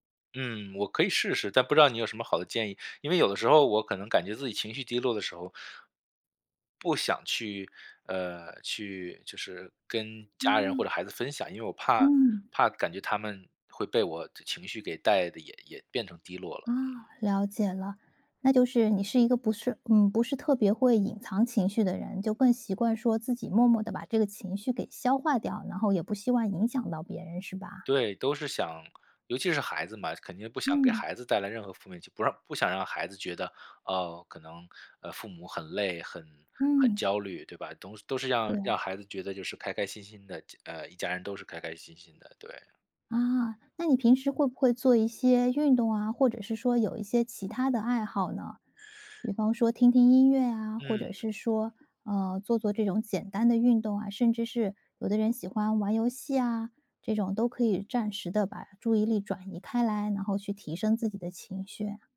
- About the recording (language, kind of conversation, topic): Chinese, advice, 如何控制零食冲动
- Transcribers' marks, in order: none